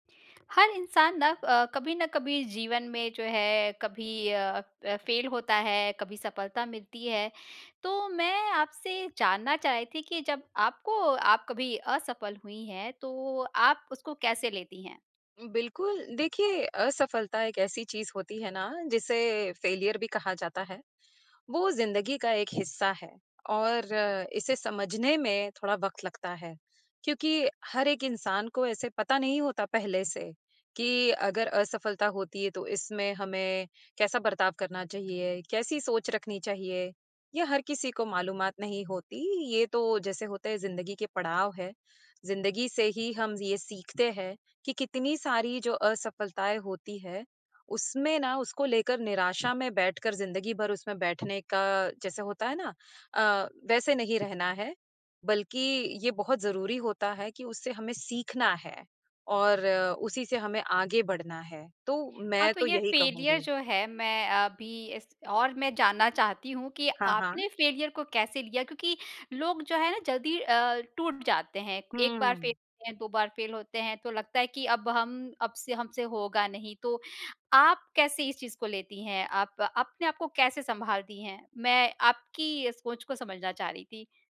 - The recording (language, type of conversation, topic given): Hindi, podcast, आप असफलता को कैसे स्वीकार करते हैं और उससे क्या सीखते हैं?
- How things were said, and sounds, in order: in English: "फ़ेल"; in English: "फ़ेलियर"; in English: "फ़ेलियर"; in English: "फ़ेलियर"; in English: "फ़ेल"; in English: "फ़ेल"